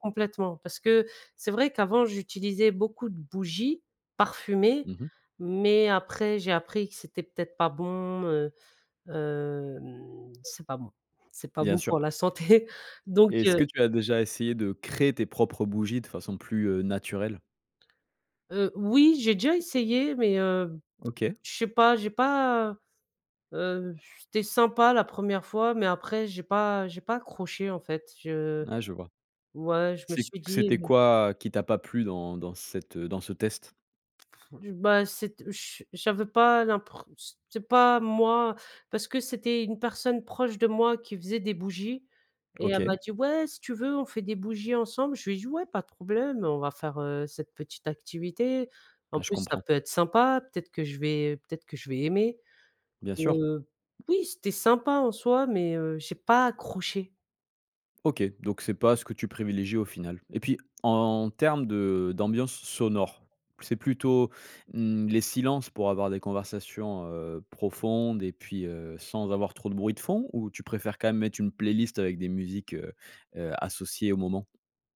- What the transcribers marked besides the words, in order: drawn out: "hem"; laughing while speaking: "santé"; stressed: "santé"
- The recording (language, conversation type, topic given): French, podcast, Comment créer une ambiance cosy chez toi ?